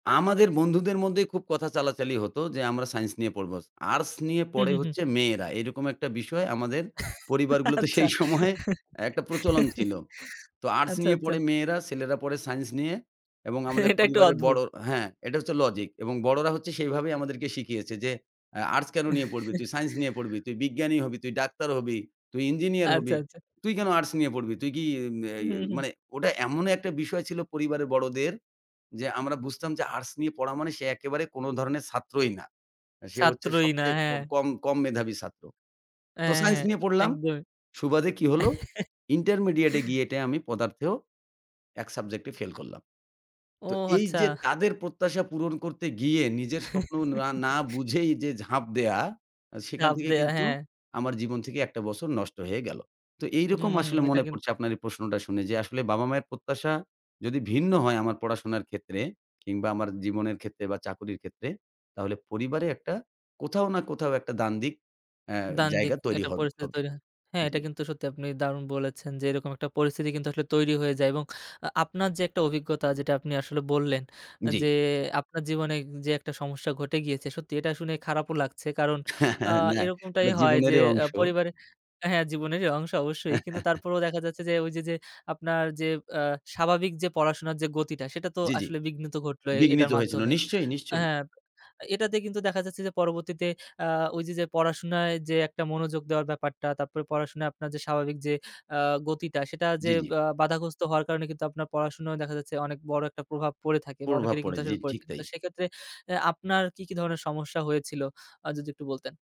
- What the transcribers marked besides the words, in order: laughing while speaking: "আচ্ছা"; chuckle; laughing while speaking: "সেই সময়ে"; laughing while speaking: "এটা একটু"; other background noise; chuckle; chuckle; chuckle; laughing while speaking: "হ্যাঁ, হ্যাঁ, না"; chuckle
- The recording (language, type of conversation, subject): Bengali, podcast, শিক্ষা ও ক্যারিয়ার নিয়ে বাবা-মায়ের প্রত্যাশা ভিন্ন হলে পরিবারে কী ঘটে?